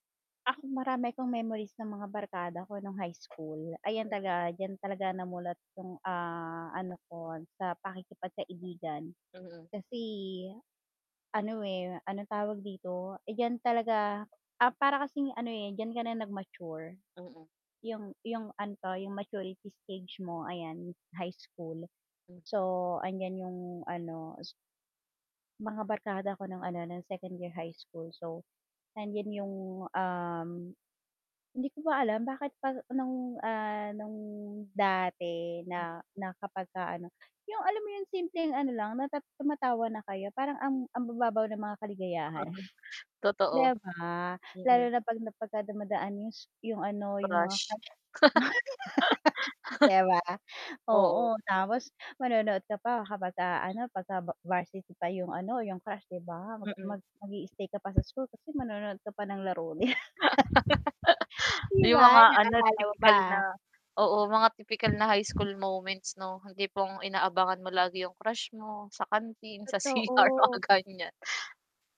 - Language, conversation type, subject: Filipino, unstructured, Ano ang pinaka-masayang alaala mo kasama ang barkada?
- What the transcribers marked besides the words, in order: static; tapping; chuckle; scoff; laughing while speaking: "mo"; laugh; wind; chuckle; laughing while speaking: "C-R, mga ganiyan"